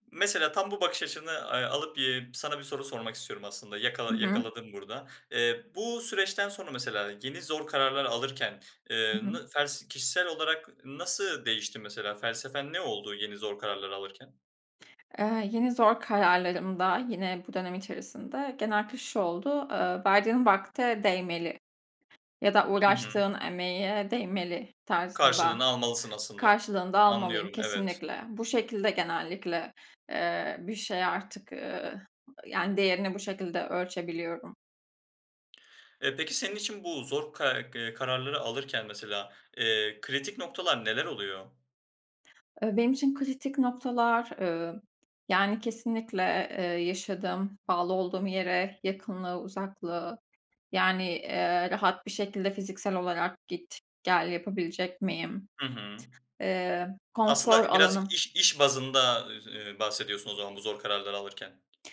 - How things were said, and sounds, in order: tapping; other background noise
- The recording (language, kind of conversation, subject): Turkish, podcast, Zor bir iş kararını nasıl aldın, somut bir örnek verebilir misin?